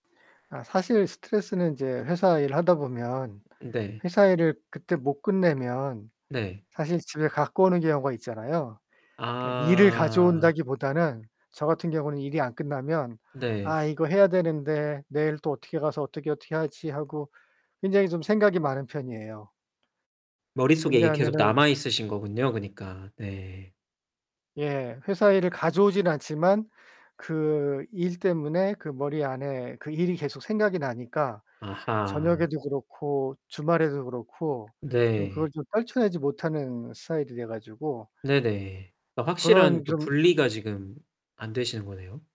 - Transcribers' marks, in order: other background noise
- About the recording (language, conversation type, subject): Korean, advice, 밤에 잠들기 어려워 수면 리듬이 깨졌을 때 어떻게 해야 하나요?
- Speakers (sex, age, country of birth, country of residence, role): male, 30-34, South Korea, Hungary, advisor; male, 55-59, South Korea, United States, user